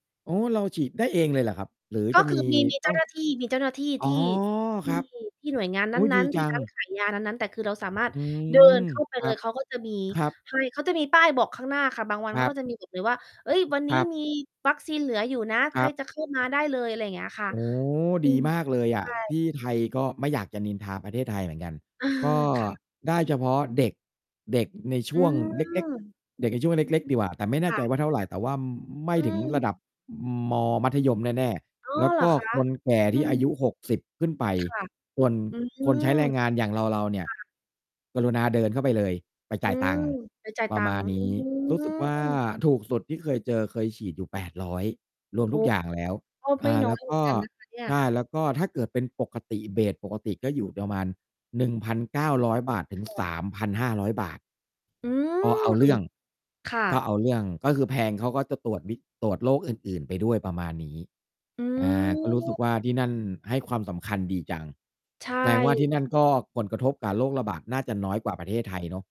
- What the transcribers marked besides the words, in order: distorted speech; mechanical hum; other noise; in English: "เบส"; "ผล" said as "ก่น"
- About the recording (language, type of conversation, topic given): Thai, unstructured, เราควรเตรียมตัวและรับมือกับโรคระบาดอย่างไรบ้าง?